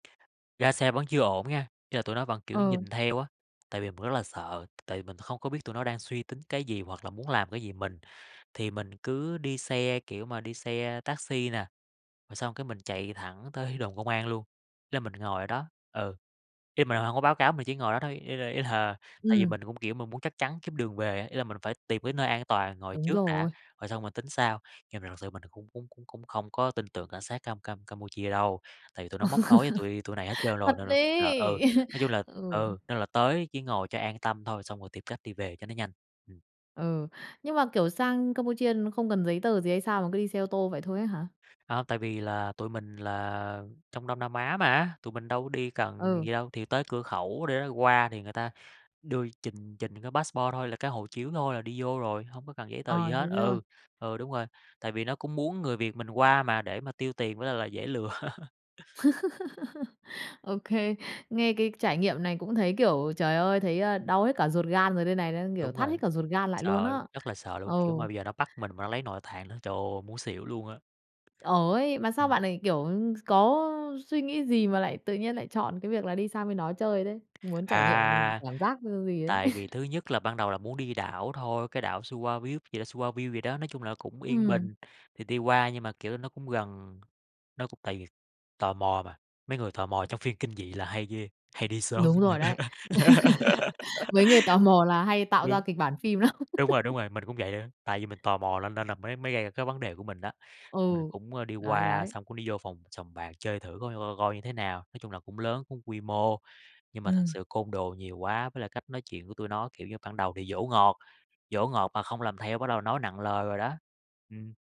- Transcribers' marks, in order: other background noise; tapping; laugh; laughing while speaking: "Thật ấy!"; chuckle; in English: "passport"; laugh; laugh; unintelligible speech; unintelligible speech; laugh; laughing while speaking: "lắm!"; laugh
- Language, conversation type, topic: Vietnamese, podcast, Kể về một lần bạn gặp nguy hiểm nhưng may mắn thoát được